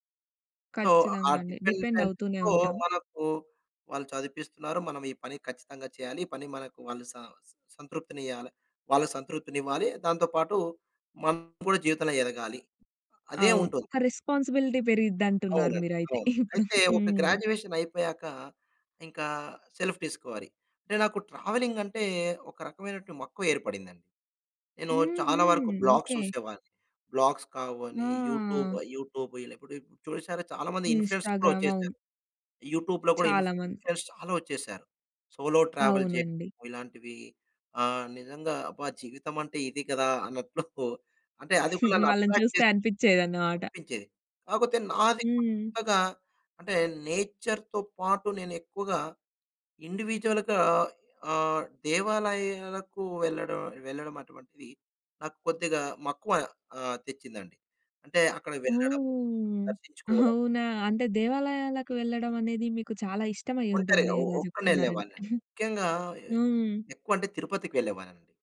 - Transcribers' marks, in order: in English: "సో"; in English: "డిపెండెన్స్‌తో"; in English: "డిపెండ్"; in English: "రెస్‌పాన్స్‌బిలిటీ"; in English: "గ్రాడ్యుయేషన్"; in English: "సెల్ఫ్ డిస్కవరీ"; in English: "ట్రావెలింగ్"; in English: "బ్లాగ్స్"; in English: "బ్లాగ్స్"; drawn out: "ఆ!"; in English: "యూట్యూబ్ యూట్యూబ్"; in English: "ఇన్‌స్టా‌గ్రామ్"; in English: "ఇన్‌ఫ్లూ‌యన్సర్స్"; in English: "యూట్యూబ్‌లో"; in English: "ఇన్‌ఫ్లూ‌యన్సర్స్"; in English: "సోలో ట్రావెల్"; in English: "అట్రాక్ట్"; in English: "నేచర్‌తో"; in English: "ఇండివిడ్యువల్‌గా"; drawn out: "ఓహ్!"; chuckle
- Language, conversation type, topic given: Telugu, podcast, సోలో ప్రయాణం మీకు ఏ విధమైన స్వీయ అవగాహనను తీసుకొచ్చింది?